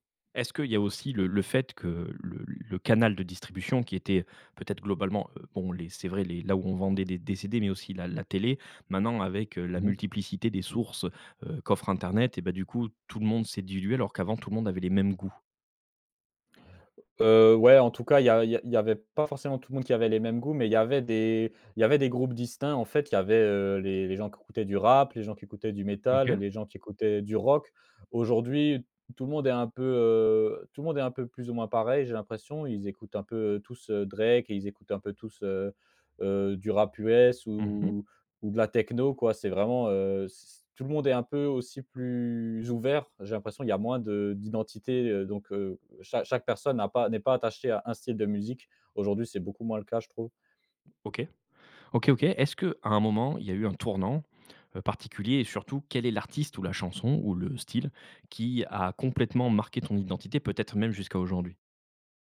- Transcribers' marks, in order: stressed: "canal"; other background noise
- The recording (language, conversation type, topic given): French, podcast, Comment la musique a-t-elle marqué ton identité ?